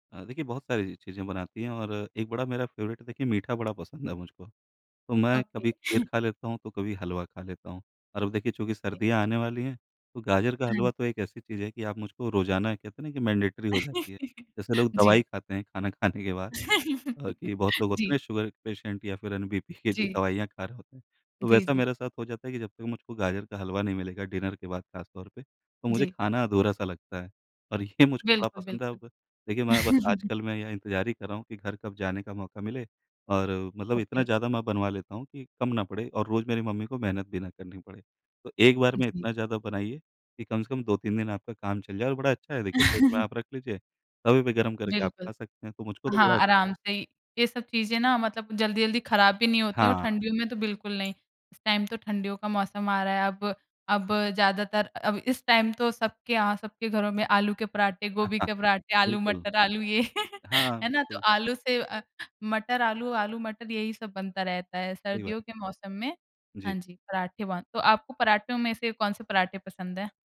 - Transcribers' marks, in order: in English: "फ़ेवरेट"; in English: "ओके"; chuckle; in English: "ओके"; in English: "मैंडेटरी"; laugh; laugh; in English: "पेशेंट"; in English: "डिनर"; chuckle; in English: "ओके"; laugh; tapping; in English: "टाइम"; in English: "टाइम"; chuckle; laughing while speaking: "आलू ये"; laugh
- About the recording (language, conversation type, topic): Hindi, podcast, आपकी सबसे यादगार स्वाद की खोज कौन सी रही?